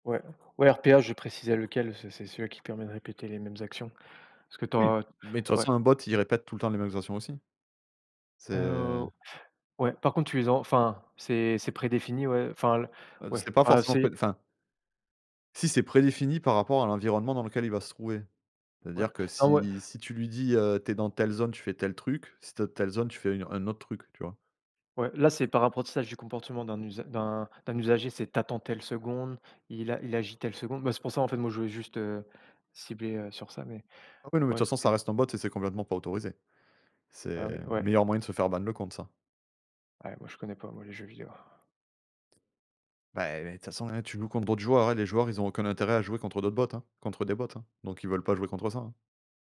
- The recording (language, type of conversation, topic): French, unstructured, Quels effets les jeux vidéo ont-ils sur votre temps libre ?
- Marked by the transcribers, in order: in English: "ban"; other background noise; tapping